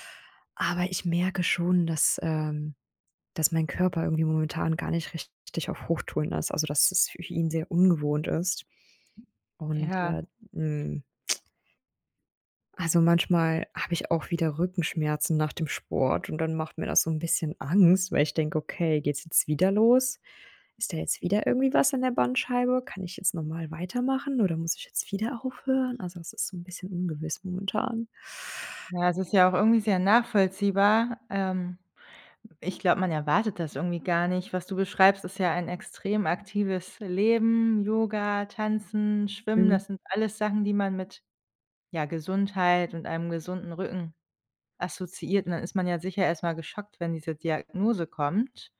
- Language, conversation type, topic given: German, advice, Wie gelingt dir der Neustart ins Training nach einer Pause wegen Krankheit oder Stress?
- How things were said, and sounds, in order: tongue click; background speech